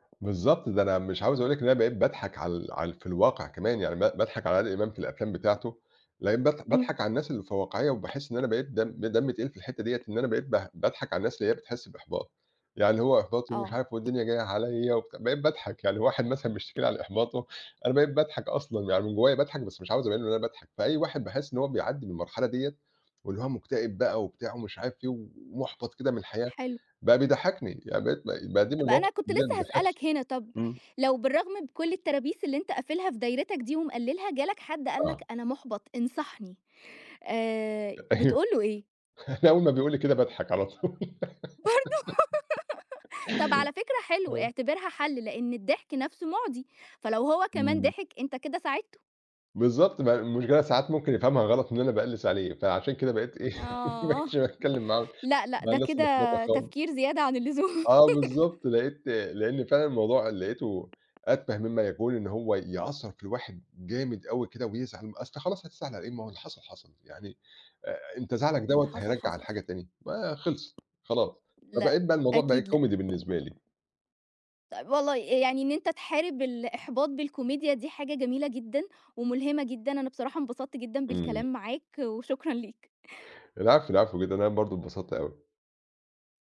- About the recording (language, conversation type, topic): Arabic, podcast, إيه اللي بيحفّزك تكمّل لما تحس بالإحباط؟
- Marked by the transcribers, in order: tapping; other background noise; unintelligible speech; laughing while speaking: "أيوه، أنا أول ما بيقول لي كده باضحَك على طول"; laughing while speaking: "برضه؟"; giggle; laugh; laughing while speaking: "ما بقيتش باتكلّم معاهم"; laughing while speaking: "اللزوم"; laugh; laughing while speaking: "وشكرًا ليك"